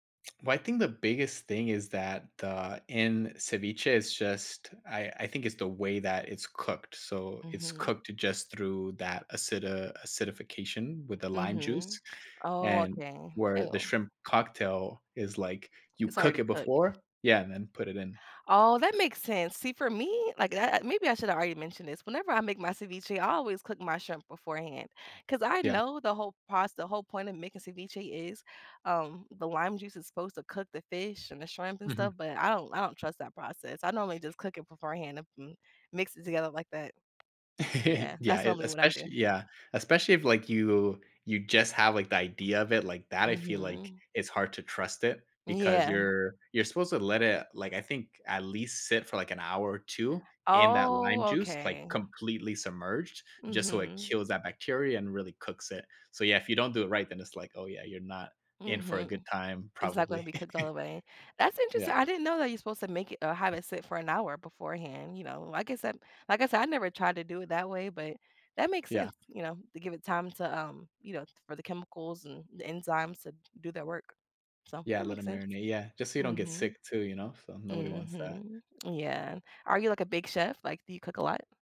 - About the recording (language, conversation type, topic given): English, unstructured, What factors influence your decision to eat out or cook at home?
- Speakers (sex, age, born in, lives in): female, 30-34, United States, United States; male, 25-29, United States, United States
- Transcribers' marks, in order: other background noise; laugh; drawn out: "Oh"; chuckle